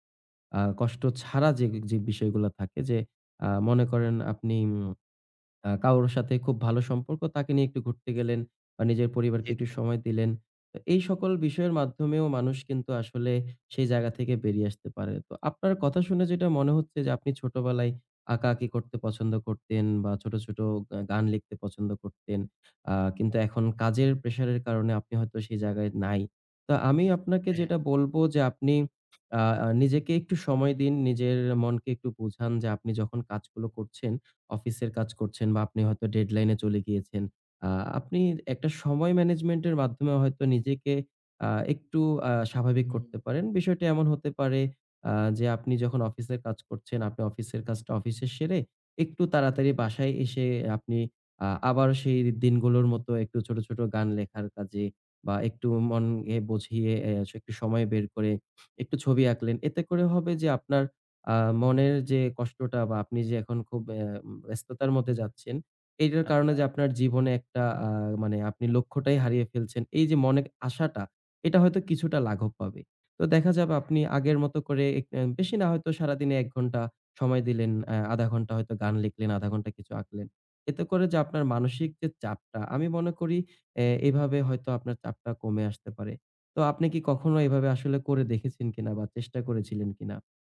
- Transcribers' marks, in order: other background noise; tapping
- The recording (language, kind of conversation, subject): Bengali, advice, জীবনের বাধ্যবাধকতা ও কাজের চাপের মধ্যে ব্যক্তিগত লক্ষ্যগুলোর সঙ্গে কীভাবে সামঞ্জস্য করবেন?